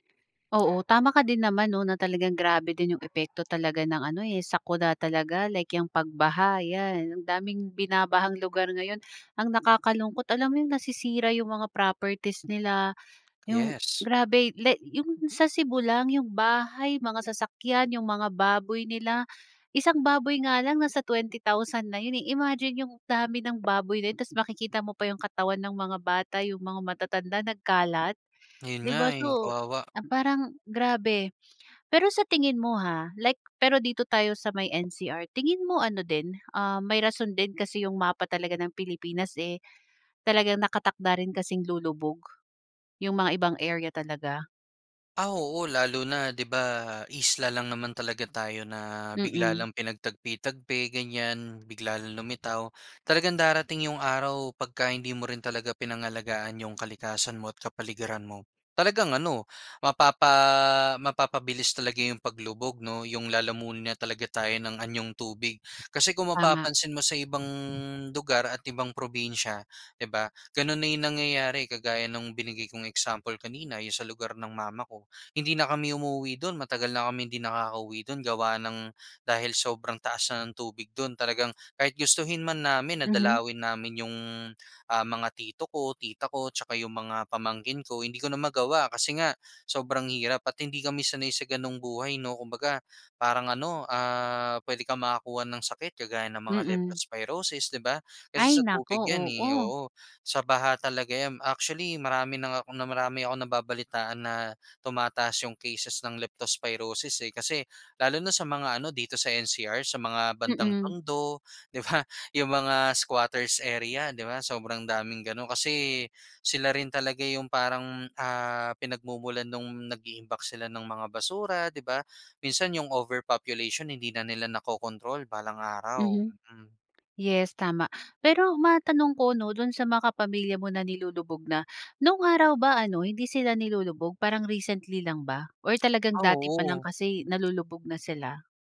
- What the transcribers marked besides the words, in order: tapping; other background noise; other street noise; in English: "recently"
- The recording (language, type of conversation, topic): Filipino, podcast, Anong mga aral ang itinuro ng bagyo sa komunidad mo?